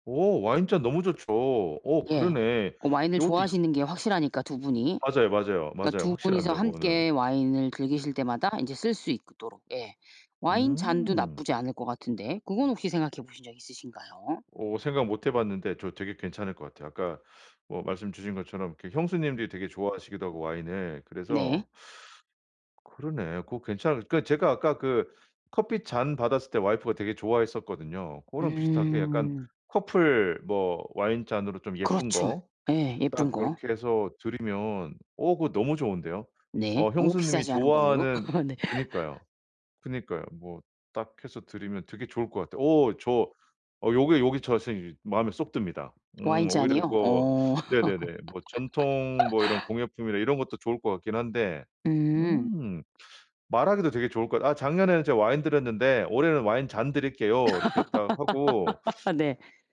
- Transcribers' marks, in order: laugh; laughing while speaking: "네"; laugh; laugh; laugh
- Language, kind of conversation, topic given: Korean, advice, 선물 고르는 게 너무 부담스러운데 어떻게 하면 좋을까요?